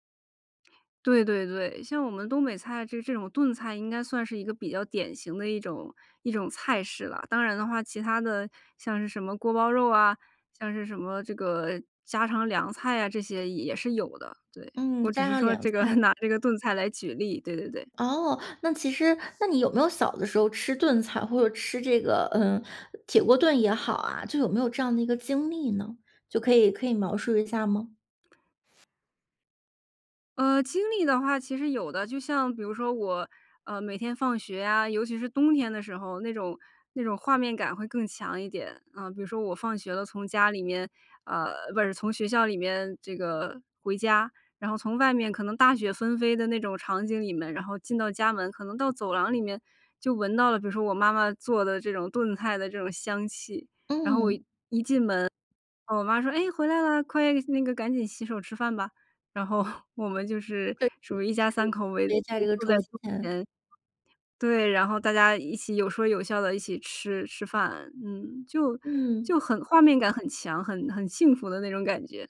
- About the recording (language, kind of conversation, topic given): Chinese, podcast, 哪道菜最能代表你家乡的味道？
- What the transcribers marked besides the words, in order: laughing while speaking: "拿这个炖菜来"; chuckle